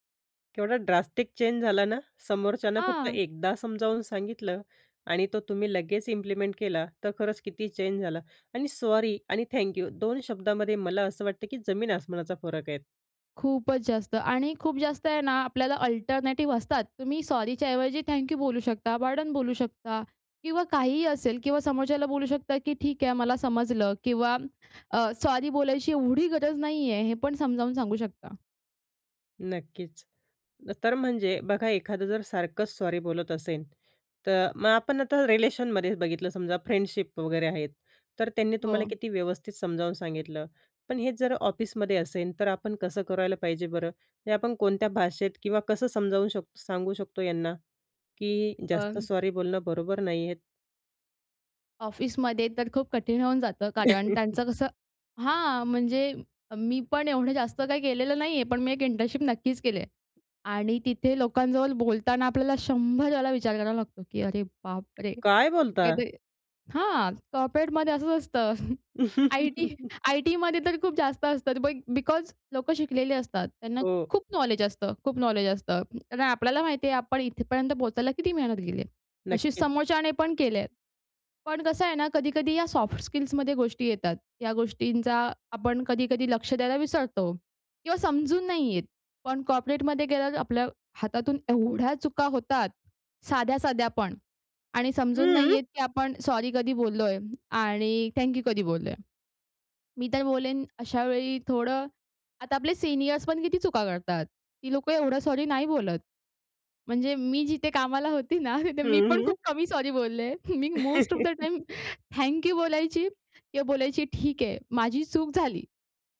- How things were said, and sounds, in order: in English: "ड्रास्टिक चेंज"; in English: "इम्प्लिमेंट"; in English: "अल्टरनेटिव्ह"; in English: "पार्डन"; tapping; in English: "रिलेशनमध्येच"; in English: "फ्रेंडशिप"; other background noise; chuckle; surprised: "काय बोलताय?"; unintelligible speech; in English: "कॉर्पोरेटमध्ये"; chuckle; laughing while speaking: "आय-टी आय-टीमध्ये तर खूप जास्त असतात"; laugh; in English: "बिकॉज"; in English: "सॉफ्ट"; exhale; in English: "कॉर्पोरेटमध्ये"; stressed: "एवढ्या"; surprised: "हं, हं"; laughing while speaking: "कामाला होती ना, तिथे मी … थॅंक यू बोलायची"; chuckle; in English: "मोस्ट ऑफ द टाईम थॅंक यू"
- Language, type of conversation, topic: Marathi, podcast, अनावश्यक माफी मागण्याची सवय कमी कशी करावी?